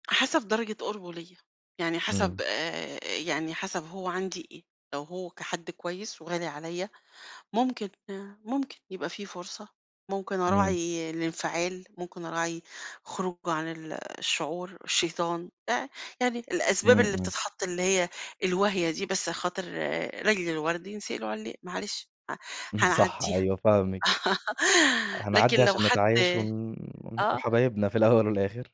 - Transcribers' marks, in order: laugh
- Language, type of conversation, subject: Arabic, podcast, إزاي نقدر نحافظ على الاحترام المتبادل رغم اختلافاتنا؟